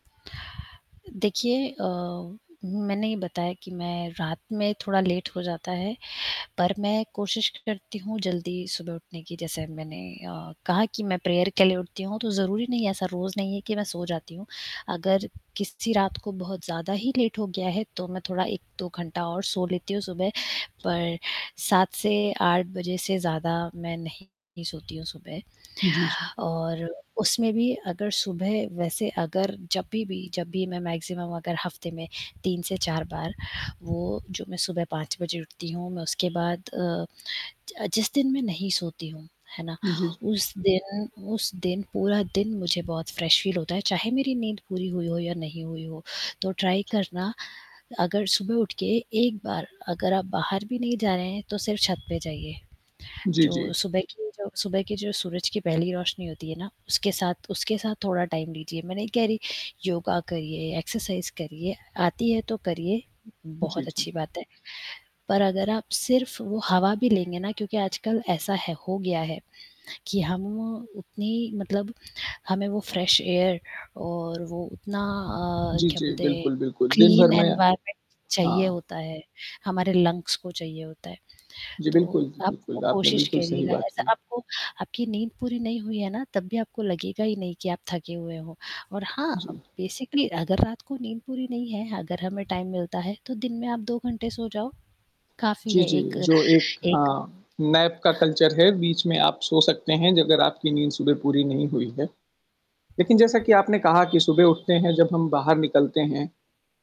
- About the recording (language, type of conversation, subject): Hindi, unstructured, आप सुबह जल्दी उठना पसंद करते हैं या देर तक सोना?
- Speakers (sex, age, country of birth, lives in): female, 30-34, India, India; male, 25-29, India, India
- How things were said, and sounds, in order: static; distorted speech; other background noise; in English: "लेट"; horn; in English: "प्रेयर"; in English: "लेट"; in English: "मैक्सिमम"; in English: "फ्रेश फ़ील"; in English: "ट्राई"; in English: "टाइम"; in English: "एक्सरसाइज़"; in English: "फ्रेश एयर"; in English: "क्लीन एनवायरमेंट"; in English: "लंग्स"; in English: "बेसिकली"; in English: "टाइम"; in English: "नैप"; in English: "कल्चर"